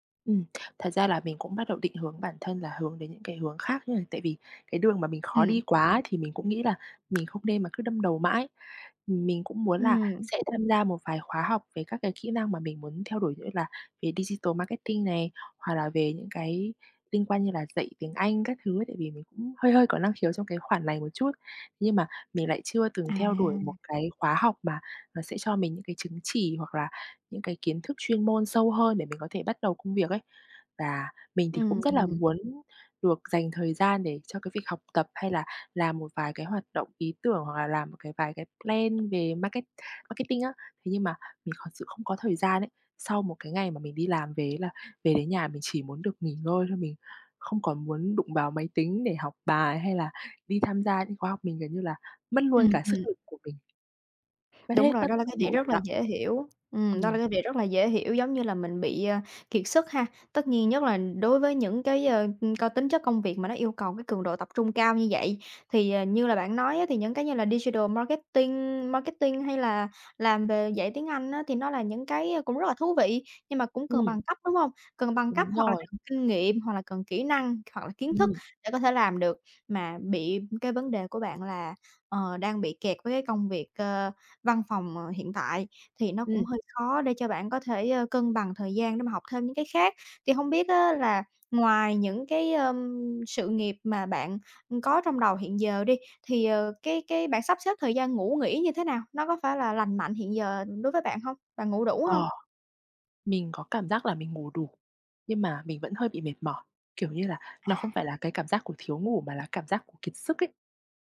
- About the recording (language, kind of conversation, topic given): Vietnamese, advice, Làm thế nào để vượt qua tình trạng kiệt sức và mất động lực sáng tạo sau thời gian làm việc dài?
- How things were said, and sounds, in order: tapping; other background noise; in English: "digital marketing"; in English: "plan"; unintelligible speech; in English: "digital marketing"